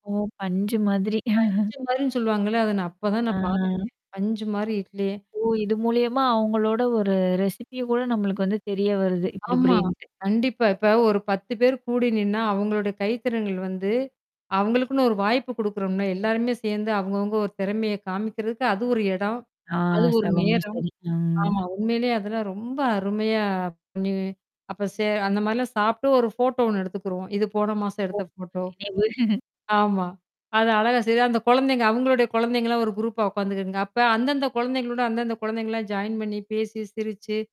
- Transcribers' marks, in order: static; chuckle; other background noise; unintelligible speech; distorted speech
- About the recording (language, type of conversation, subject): Tamil, podcast, புதிய நகரத்தில் சுலபமாக நண்பர்களை எப்படி உருவாக்கிக்கொள்வது?